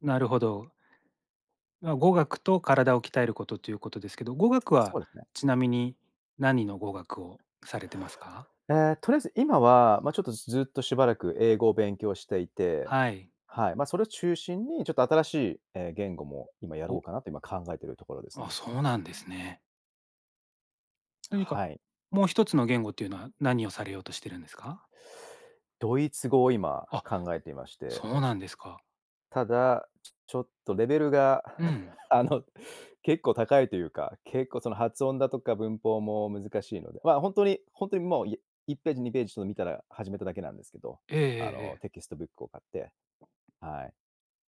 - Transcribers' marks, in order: chuckle; laughing while speaking: "あの"
- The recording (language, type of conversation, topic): Japanese, podcast, 自分を成長させる日々の習慣って何ですか？